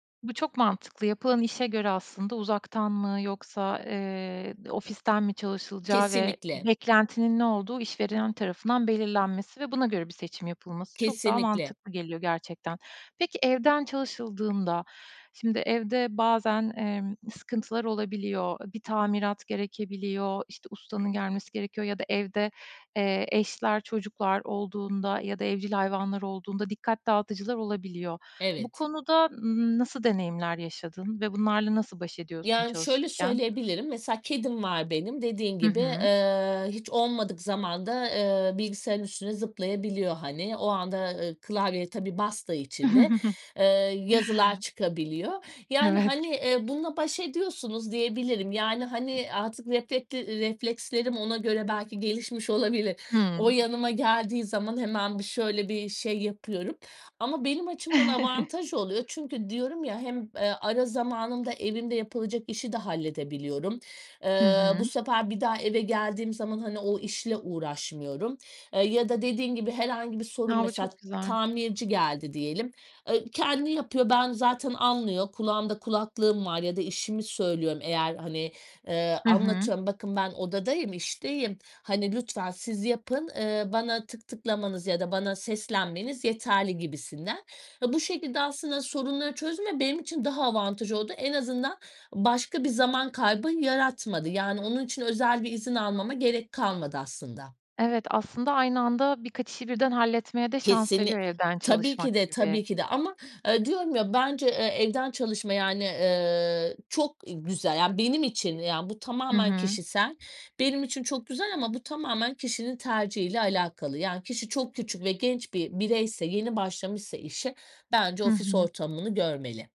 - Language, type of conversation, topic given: Turkish, podcast, Uzaktan çalışmayı mı yoksa ofiste çalışmayı mı tercih ediyorsun, neden?
- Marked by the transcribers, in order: other background noise; chuckle; chuckle; tapping